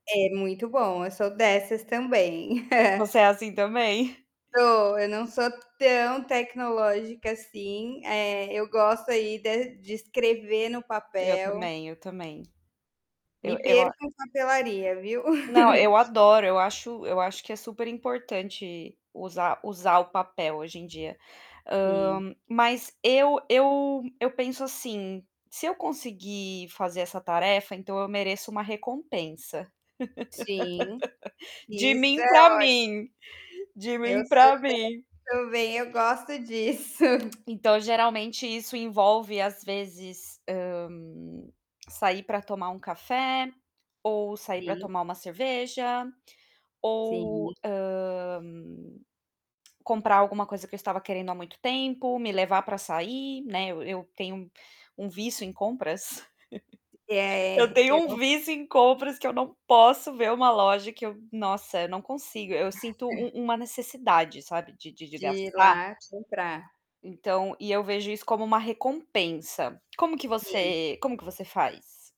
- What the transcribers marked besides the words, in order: static; chuckle; tapping; other background noise; chuckle; laugh; distorted speech; laughing while speaking: "disso"; tongue click; tongue click; chuckle; chuckle
- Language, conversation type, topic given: Portuguese, unstructured, Como você celebra pequenas conquistas no dia a dia?